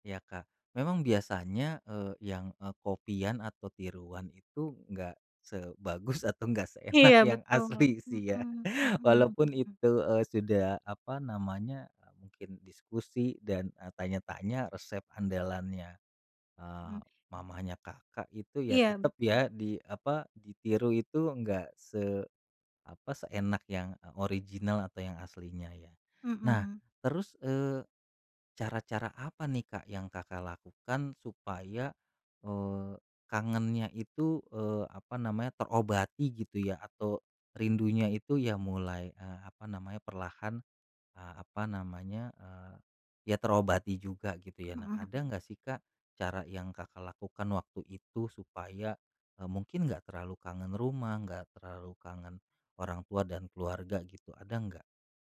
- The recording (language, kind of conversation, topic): Indonesian, podcast, Bisakah kamu menceritakan pengalaman saat kamu merasa kesepian?
- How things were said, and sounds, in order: laughing while speaking: "sebagus atau enggak seenak yang asli sih ya"; tapping